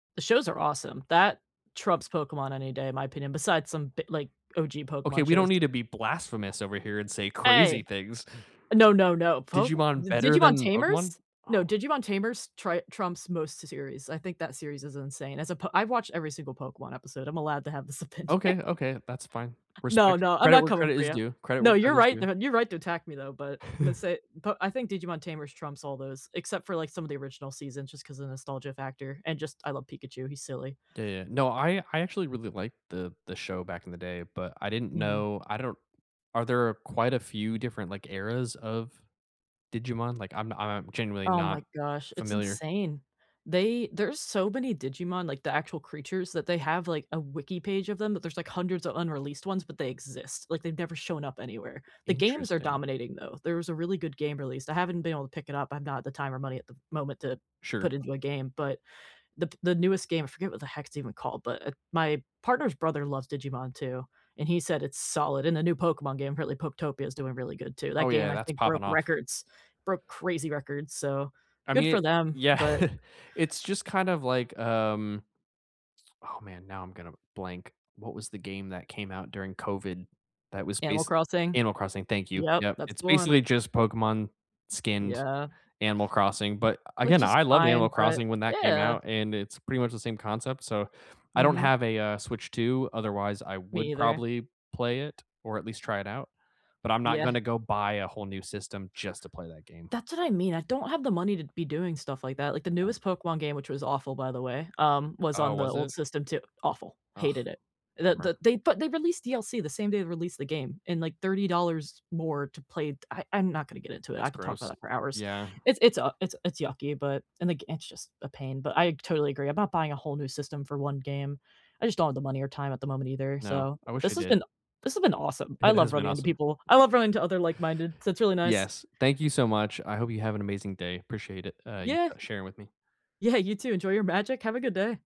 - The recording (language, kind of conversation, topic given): English, unstructured, Where do you most enjoy watching things together—in a theater, at a live show, or at home on a streaming night?
- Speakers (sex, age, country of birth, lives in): female, 30-34, United States, United States; male, 35-39, United States, United States
- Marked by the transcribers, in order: tapping; laughing while speaking: "opinion"; chuckle; chuckle; other background noise; laughing while speaking: "Yeah"; laughing while speaking: "Yeah"